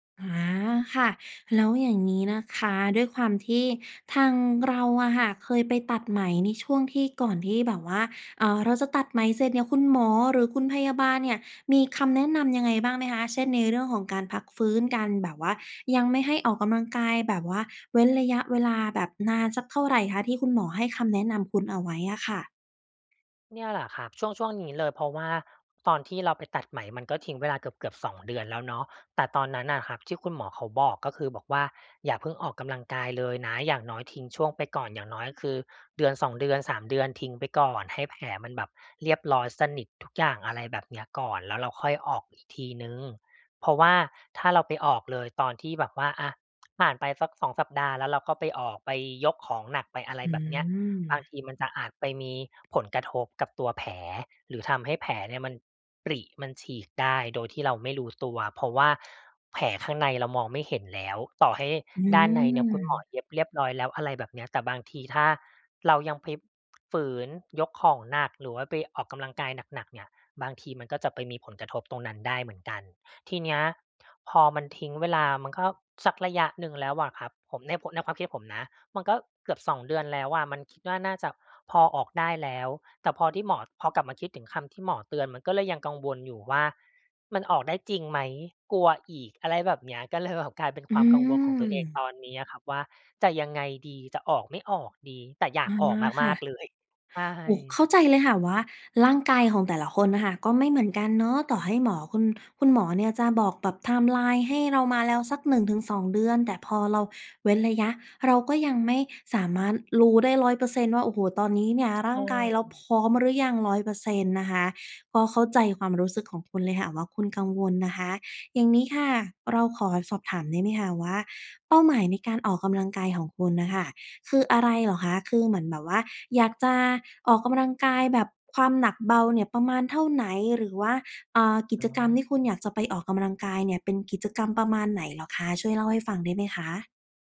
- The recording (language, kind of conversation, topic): Thai, advice, ฉันกลัวว่าจะกลับไปออกกำลังกายอีกครั้งหลังบาดเจ็บเล็กน้อย ควรทำอย่างไรดี?
- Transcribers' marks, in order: tsk; tapping; laughing while speaking: "ก็เลยแบบ"; in English: "ไทม์ไลน์"